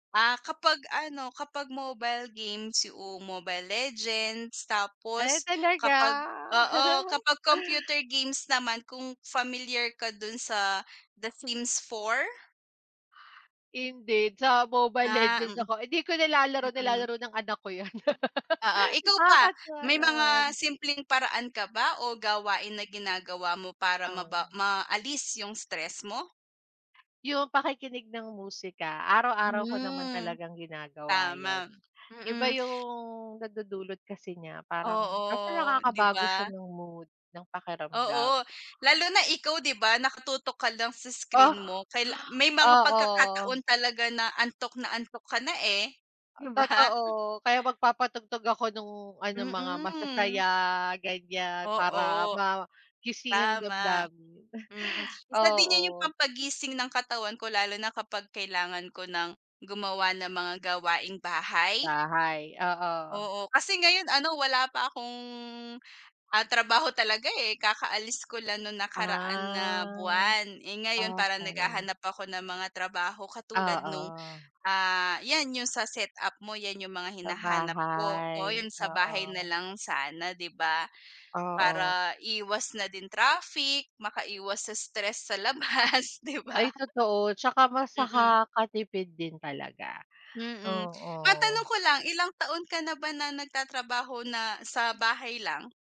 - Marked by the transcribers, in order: chuckle; laugh; other background noise; chuckle; chuckle
- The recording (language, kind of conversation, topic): Filipino, unstructured, Paano mo hinaharap ang stress sa trabaho?